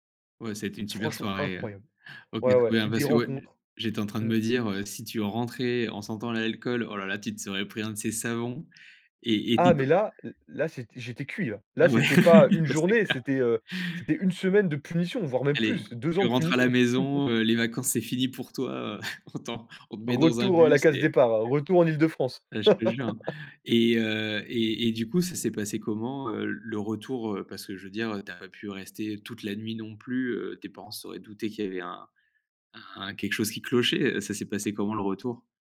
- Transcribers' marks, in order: other background noise; laugh; chuckle; laugh
- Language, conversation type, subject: French, podcast, Peux-tu raconter une journée pourrie qui s’est finalement super bien terminée ?